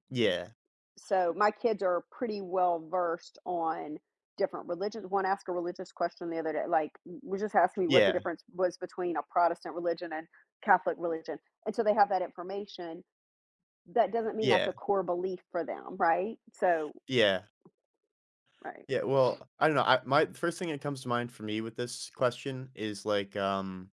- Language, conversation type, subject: English, unstructured, How can people maintain strong friendships when they disagree on important issues?
- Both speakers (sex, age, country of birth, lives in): female, 50-54, United States, United States; male, 20-24, United States, United States
- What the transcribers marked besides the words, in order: other background noise; tapping; sniff